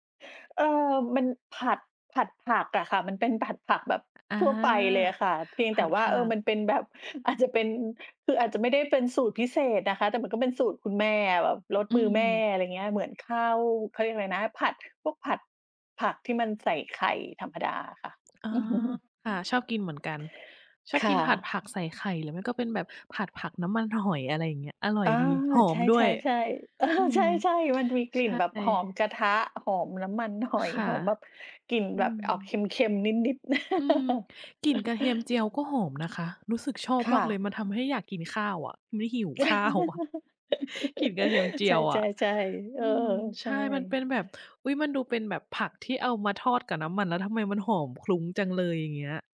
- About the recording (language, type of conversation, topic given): Thai, unstructured, เคยมีกลิ่นอะไรที่ทำให้คุณนึกถึงความทรงจำเก่า ๆ ไหม?
- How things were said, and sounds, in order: other background noise; chuckle; laughing while speaking: "เออ"; chuckle; chuckle